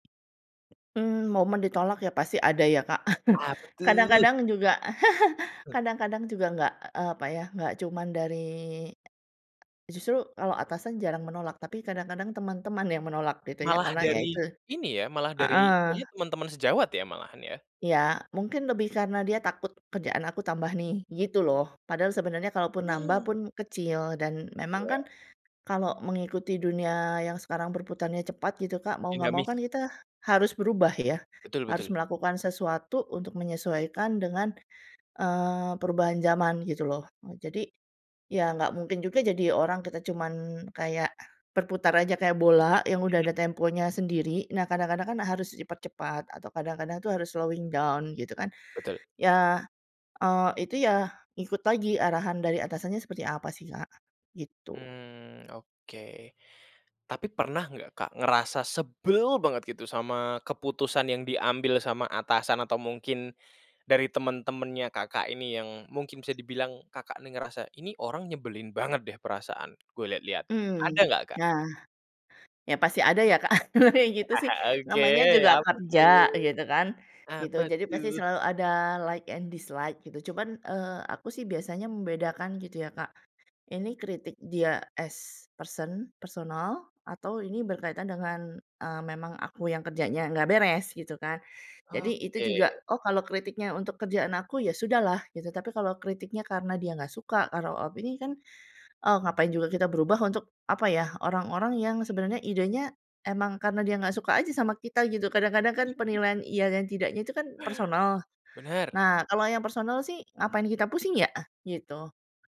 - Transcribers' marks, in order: other background noise; chuckle; tapping; chuckle; in English: "slowing down"; stressed: "sebel"; chuckle; in English: "like and dislike"; in English: "as person"; chuckle
- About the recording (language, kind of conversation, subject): Indonesian, podcast, Apa saja tips untuk orang yang takut memulai perubahan?